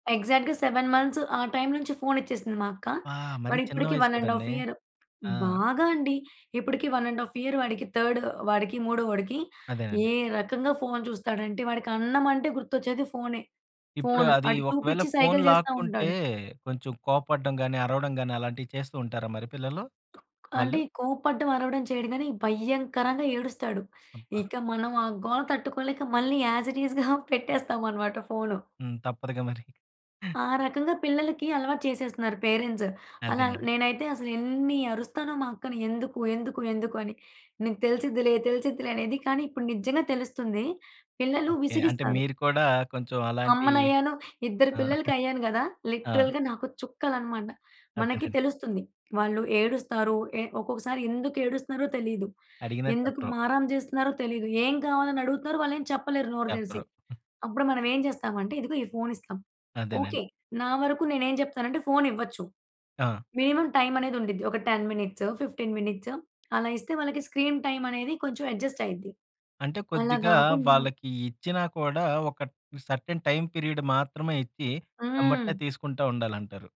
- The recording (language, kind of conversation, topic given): Telugu, podcast, పిల్లల స్క్రీన్ వినియోగాన్ని ఇంట్లో ఎలా నియంత్రించాలనే విషయంలో మీరు ఏ సలహాలు ఇస్తారు?
- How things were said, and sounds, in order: in English: "ఎగ్జాక్ట్‌గా సెవెన్ మంత్స్"; in English: "వన్ అండ్ ఆఫ్"; in English: "వన్ అండ్ ఆఫ్ ఇయర్"; in English: "థర్డ్"; other background noise; in English: "యాస్ ఇట్ ఈస్‌గా"; laughing while speaking: "పెట్టేస్తామనమాట"; laughing while speaking: "ఆ!"; in English: "లిటరల్‌గా"; other noise; in English: "మినిమమ్"; in English: "టెన్"; in English: "ఫిఫ్టీన్ మినిట్స్"; in English: "స్క్రీన్ టైమ్"; in English: "అడ్జస్ట్"; in English: "సర్టైన్ టైమ్ పీరియడ్"